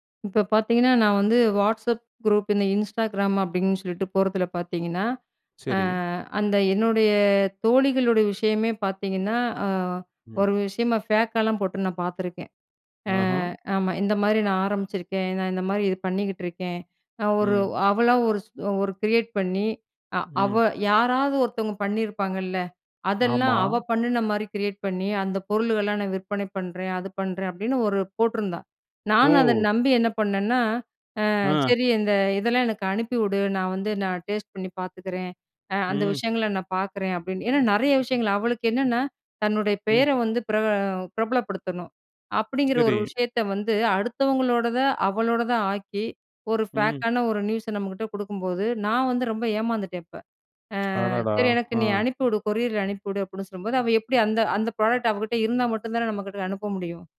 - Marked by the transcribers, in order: other background noise; in English: "ஃபேக்காலாம்"; in English: "கிரியேட்"; in English: "கிரியேட்"; in English: "ஃபேக்கான"; in English: "ப்ராடக்ட்"
- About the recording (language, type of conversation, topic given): Tamil, podcast, நம்பிக்கையான தகவல் மூலங்களை எப்படி கண்டுபிடிக்கிறீர்கள்?